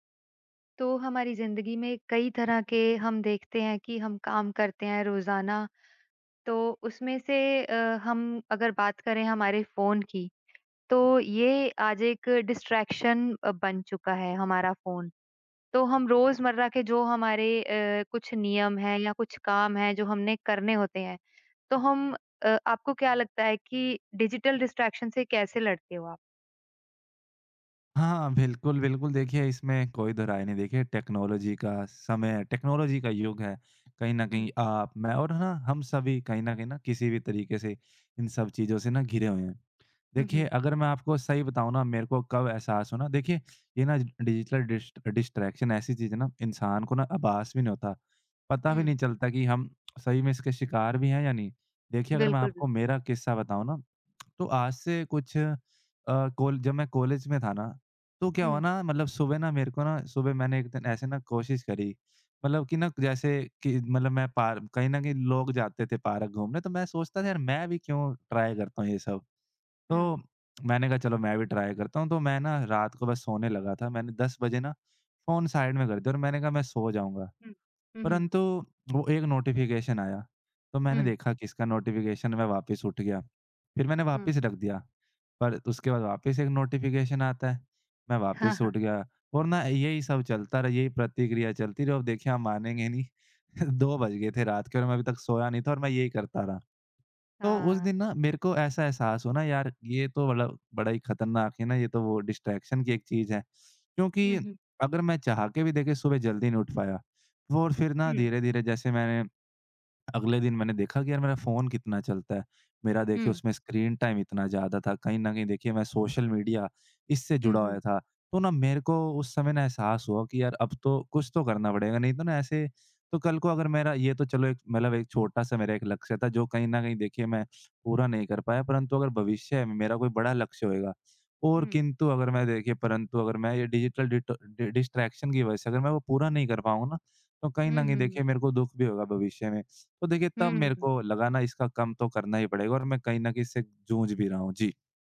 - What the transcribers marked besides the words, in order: other background noise; in English: "डिस्ट्रैक्शन"; in English: "डिजिटल डिस्ट्रैक्शन"; in English: "टेक्नोलॉज़ी"; in English: "टेक्नोलॉज़ी"; in English: "डिजिटल डिस्ट डिस्ट्रैक्शन"; tapping; in English: "ट्राय"; in English: "ट्राय"; in English: "साइड"; in English: "नोटिफ़िकेशन"; in English: "नोटिफ़िकेशन"; in English: "नोटिफ़िकेशन"; chuckle; in English: "डिस्ट्रैक्शन"; in English: "स्क्रीन टाइम"; in English: "डिजिटल डिटर डि डिस्ट्रैक्शन"
- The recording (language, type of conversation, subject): Hindi, podcast, आप डिजिटल ध्यान-भंग से कैसे निपटते हैं?